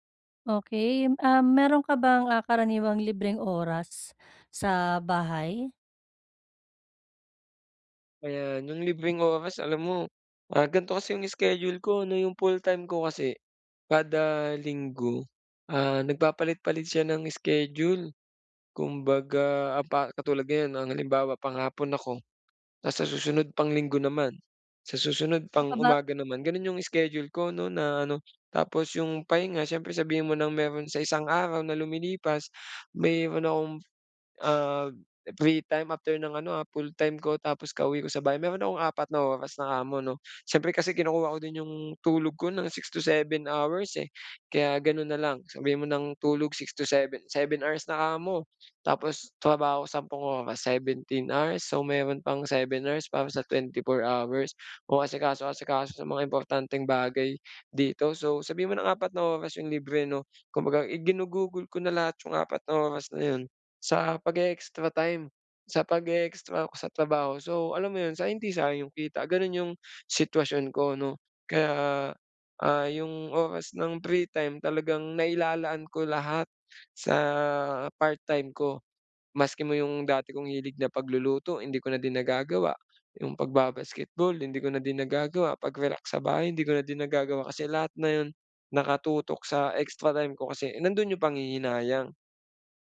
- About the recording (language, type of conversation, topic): Filipino, advice, Paano ako makakapagpahinga sa bahay kung palagi akong abala?
- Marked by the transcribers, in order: other background noise; in English: "free time after"; in English: "extra time"